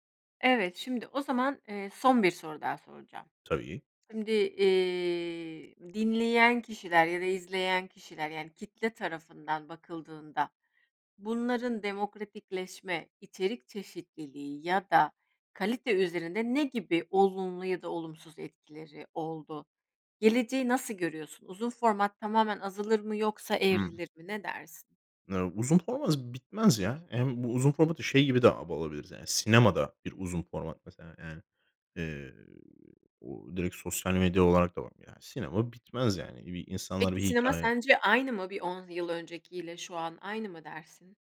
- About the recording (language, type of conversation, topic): Turkish, podcast, Kısa videolar, uzun formatlı içerikleri nasıl geride bıraktı?
- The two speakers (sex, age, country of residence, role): female, 40-44, Spain, host; male, 25-29, Spain, guest
- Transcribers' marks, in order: none